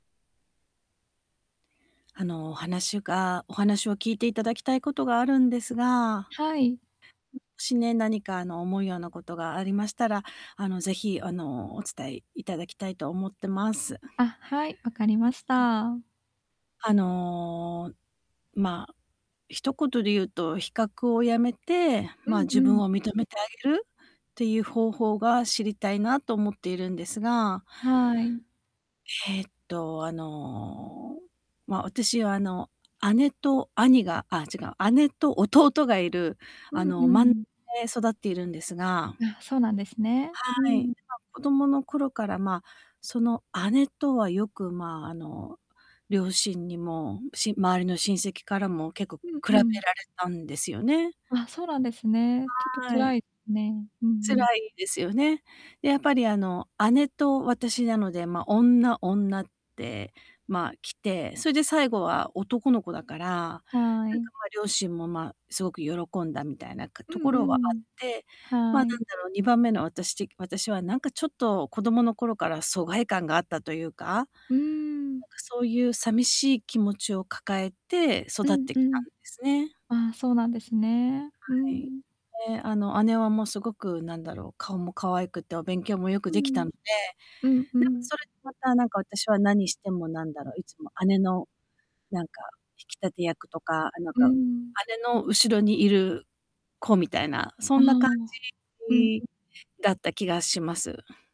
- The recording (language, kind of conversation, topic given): Japanese, advice, どうすれば他人と比べるのをやめて自分を認められますか？
- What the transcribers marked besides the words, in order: unintelligible speech; laughing while speaking: "弟がいる"; distorted speech